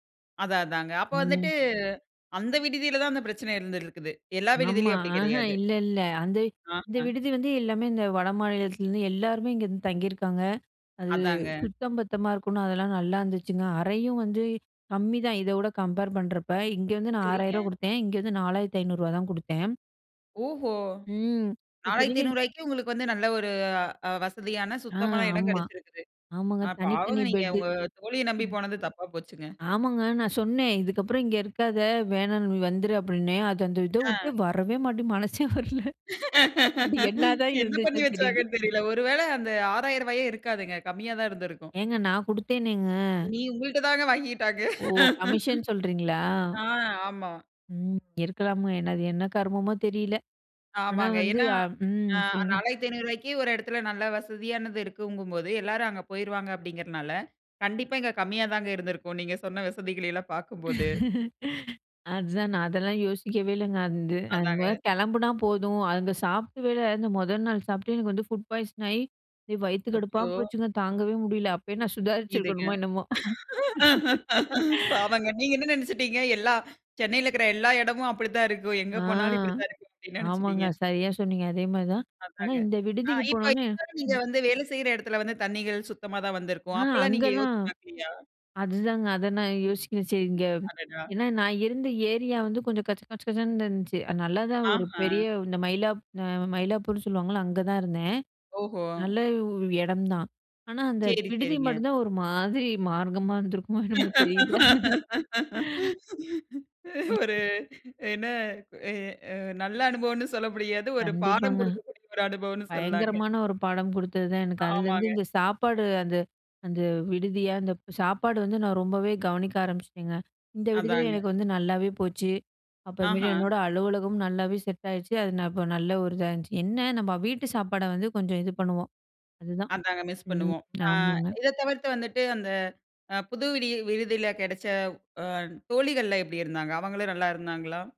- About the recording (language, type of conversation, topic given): Tamil, podcast, புது நகருக்கு வேலைக்காகப் போகும்போது வாழ்க்கை மாற்றத்தை எப்படி திட்டமிடுவீர்கள்?
- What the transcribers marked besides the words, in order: other background noise; "இருந்துருக்குது" said as "இருந்துல்க்குது"; in English: "கம்பேர்"; drawn out: "ஒரு"; laughing while speaking: "மனசே வரல அப்டி என்னாதான் இருந்துச்சுன்னு தெரியல"; laughing while speaking: "என்ன பண்ணி வச்சாங்கன்னு தெரியல"; laughing while speaking: "வாங்கிக்கிட்டாங்க"; laugh; in English: "ஃபுட் பாய்சன்"; laughing while speaking: "பாவங்க நீங்க என்ன நினச்சுட்டீங்க? எல்லா … இருக்கும் அப்டி நெனச்சுட்டீங்க"; laugh; drawn out: "ஆ"; background speech; laugh; laughing while speaking: "ஒரு என்ன எ அ நல்ல … ஒரு அனுபவம்ன்னு சொல்லலாங்க"; laughing while speaking: "இருந்திருக்குமோ என்னமோ தெரியல"; "கெடச்ச" said as "கெடச்சவ்"